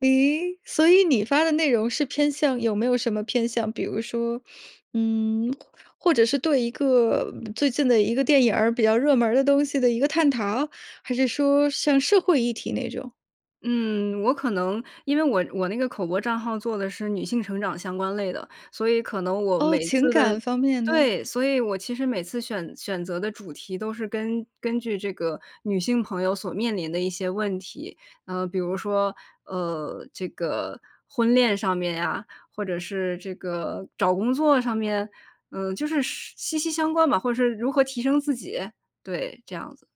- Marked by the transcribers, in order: surprised: "咦"; surprised: "最近的一个电影儿、比较热门儿的东西的一个探讨"
- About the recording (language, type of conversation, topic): Chinese, podcast, 你怎么让观众对作品产生共鸣?